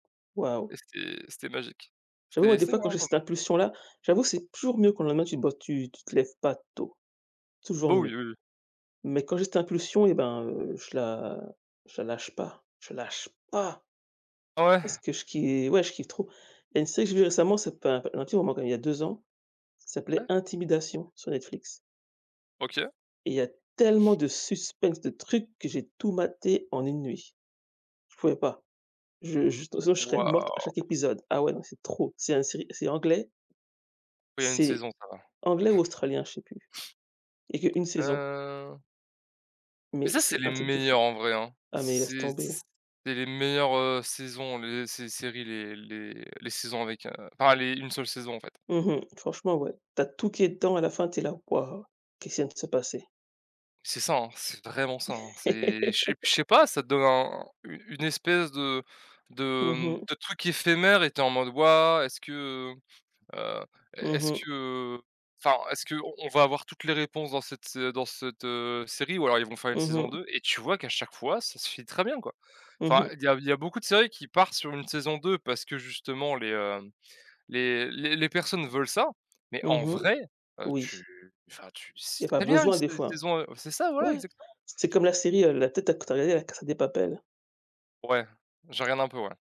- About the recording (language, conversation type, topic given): French, unstructured, Qu’est-ce qui rend une série télé addictive selon toi ?
- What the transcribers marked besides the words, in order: tapping; stressed: "tôt"; stressed: "je la lâche pas"; other background noise; stressed: "tellement"; stressed: "Whaouh"; chuckle; stressed: "vraiment"; laugh; stressed: "vrai"; stressed: "besoin"